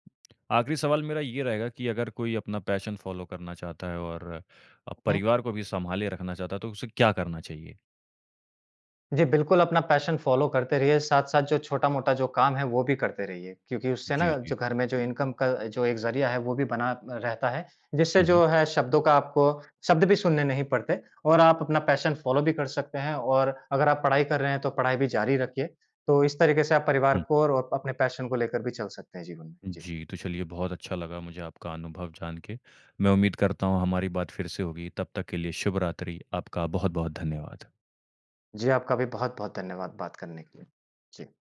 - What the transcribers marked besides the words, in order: in English: "पैशन फ़ॉलो"; in English: "पैशन फ़ॉलो"; in English: "इनकम"; in English: "पैशन फ़ॉलो"; in English: "पैशन"
- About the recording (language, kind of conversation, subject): Hindi, podcast, तुम्हारे घरवालों ने तुम्हारी नाकामी पर कैसी प्रतिक्रिया दी थी?